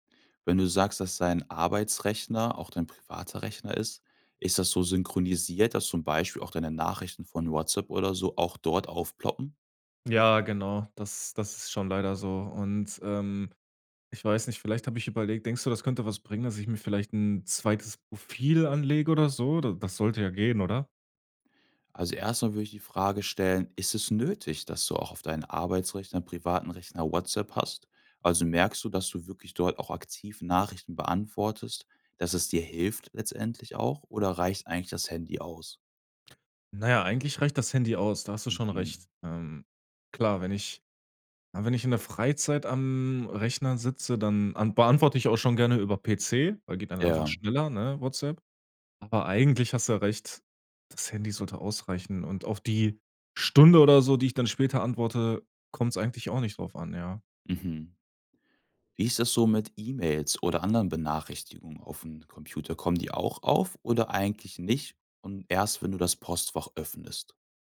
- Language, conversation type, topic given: German, advice, Wie kann ich verhindern, dass ich durch Nachrichten und Unterbrechungen ständig den Fokus verliere?
- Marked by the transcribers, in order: stressed: "nötig"; other background noise; drawn out: "am"